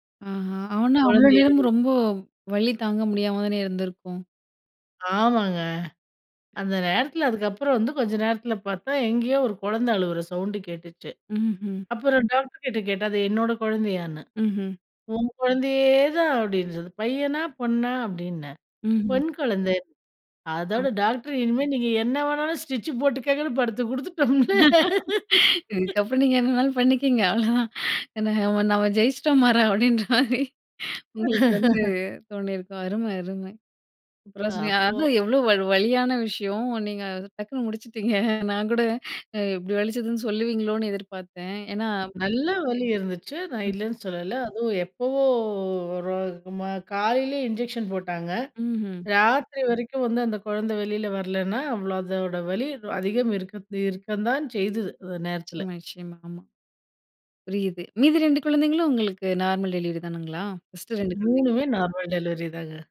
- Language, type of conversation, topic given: Tamil, podcast, உங்கள் வாழ்க்கை பற்றி பிறருக்கு சொல்லும் போது நீங்கள் எந்த கதை சொல்கிறீர்கள்?
- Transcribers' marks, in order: other noise; laughing while speaking: "இதுக்கப்புறம் நீங்க என்னணாலு பண்ணிக்கிங்க, அவ்ளோதான். என்ன நம்ம ஜெயிச்சிட்டோ மாறா! அப்படின்ற மாரி"; laugh; laugh; unintelligible speech; drawn out: "எப்பவோ"; unintelligible speech; other background noise